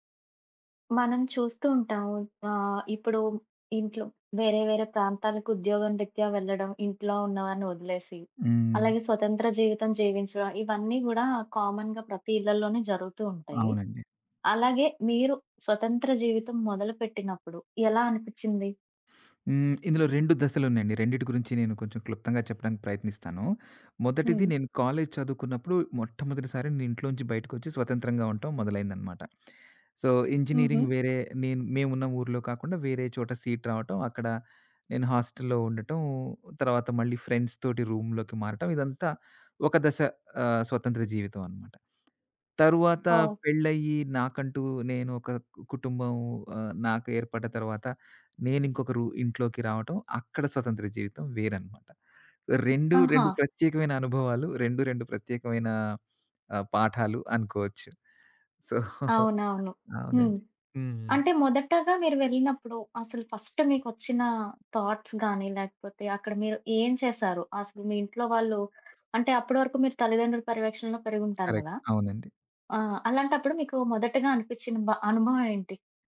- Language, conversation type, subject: Telugu, podcast, మీరు ఇంటి నుంచి బయటకు వచ్చి స్వతంత్రంగా జీవించడం మొదలు పెట్టినప్పుడు మీకు ఎలా అనిపించింది?
- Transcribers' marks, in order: in English: "కామన్‌గా"; other background noise; in English: "సో"; in English: "సీట్"; in English: "ఫ్రెండ్స్‌తోటి రూమ్‌లోకి"; tapping; in English: "సో"; laughing while speaking: "సో"; in English: "థాట్స్"; in English: "కరెక్ట్"